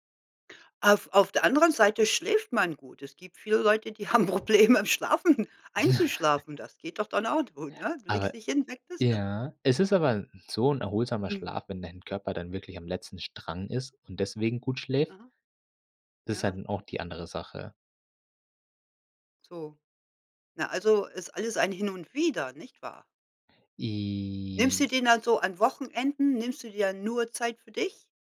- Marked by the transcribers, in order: laughing while speaking: "haben Probleme, im Schlafen"; laughing while speaking: "Ja"; drawn out: "I"
- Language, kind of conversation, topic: German, podcast, Wie gönnst du dir eine Pause ohne Schuldgefühle?